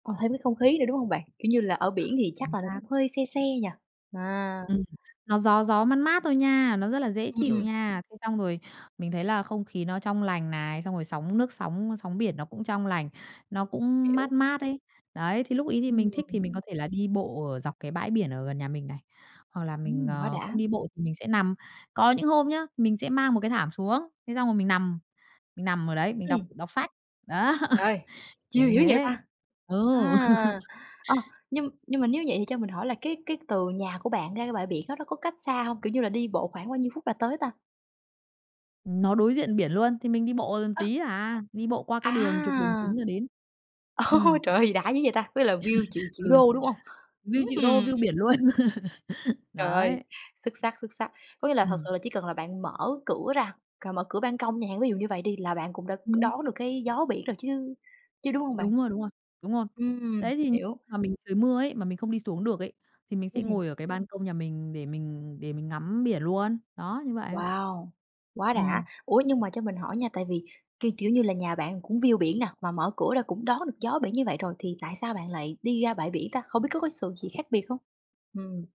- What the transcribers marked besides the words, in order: other background noise; tapping; in English: "chill"; laugh; laughing while speaking: "Ô"; in English: "view"; laugh; in English: "View"; in English: "view"; laugh; in English: "view"
- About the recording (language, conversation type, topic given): Vietnamese, podcast, Buổi sáng ở nhà, bạn thường có những thói quen gì?